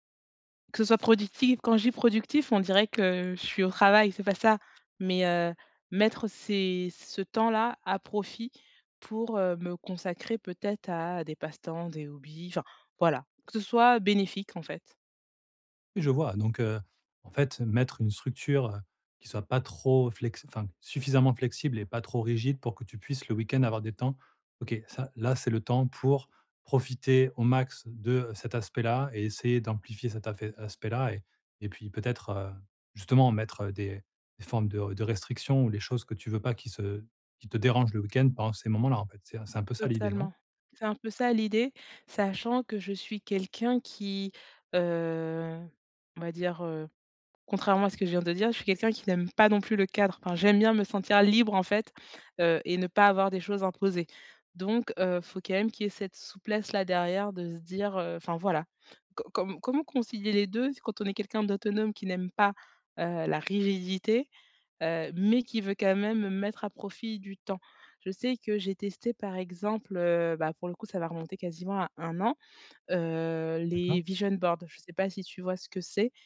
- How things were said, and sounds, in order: stressed: "justement"; stressed: "dérangent"; stressed: "libre"; stressed: "mais"; put-on voice: "vision boards"
- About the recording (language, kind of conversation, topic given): French, advice, Comment organiser des routines flexibles pour mes jours libres ?
- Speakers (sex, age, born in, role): female, 35-39, France, user; male, 40-44, France, advisor